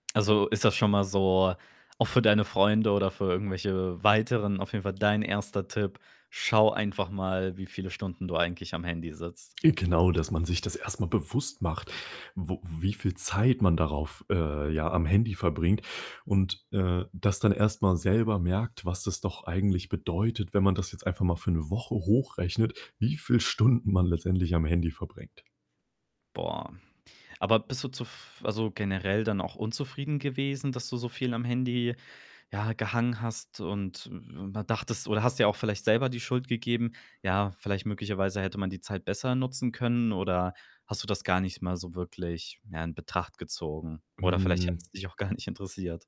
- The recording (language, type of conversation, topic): German, podcast, Was machst du gegen ständige Ablenkung durch dein Handy?
- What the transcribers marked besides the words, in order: other background noise; laughing while speaking: "Stunden"; distorted speech; laughing while speaking: "gar"